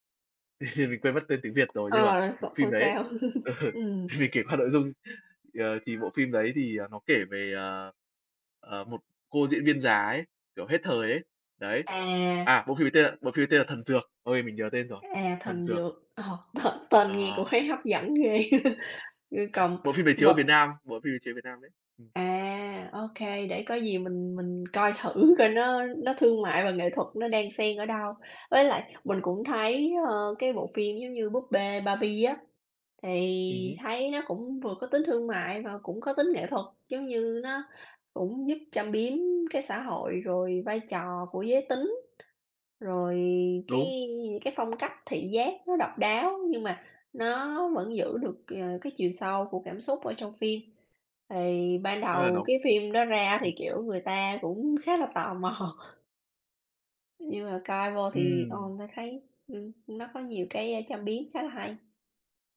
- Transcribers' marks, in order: laugh; tapping; laugh; alarm; laughing while speaking: "ừ, mình"; other background noise; other noise; laugh; laughing while speaking: "mò"
- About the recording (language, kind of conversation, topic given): Vietnamese, unstructured, Phim ảnh ngày nay có phải đang quá tập trung vào yếu tố thương mại hơn là giá trị nghệ thuật không?